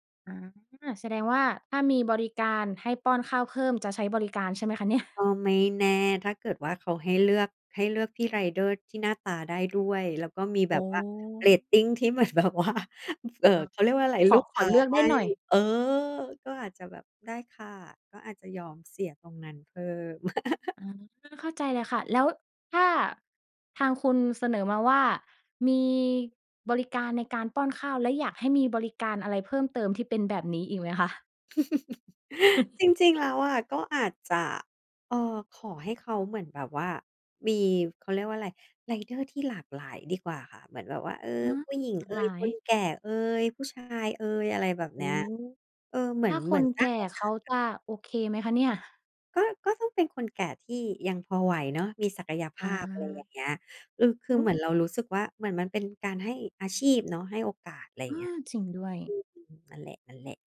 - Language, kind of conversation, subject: Thai, podcast, คุณใช้บริการส่งอาหารบ่อยแค่ไหน และมีอะไรที่ชอบหรือไม่ชอบเกี่ยวกับบริการนี้บ้าง?
- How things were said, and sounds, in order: chuckle; laughing while speaking: "เหมือนแบบว่า"; chuckle; chuckle